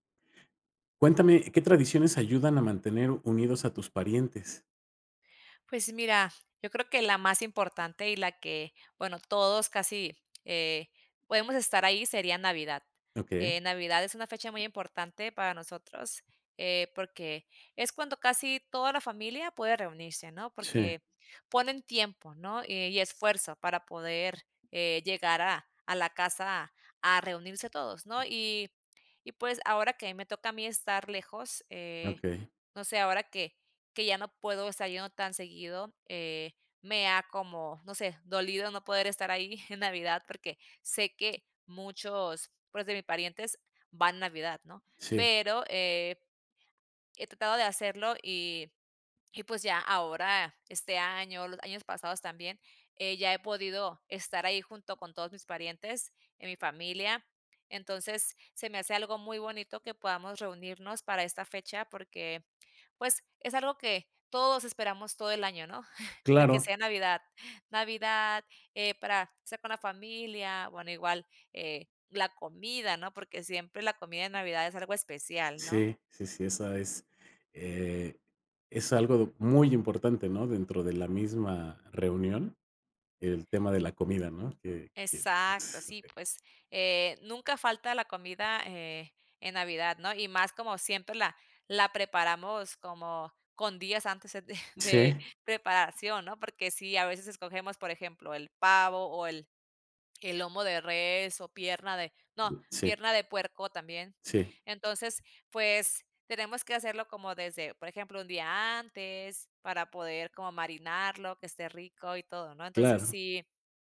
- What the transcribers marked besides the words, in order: giggle; giggle; other noise
- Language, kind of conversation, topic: Spanish, podcast, ¿Qué tradiciones ayudan a mantener unidos a tus parientes?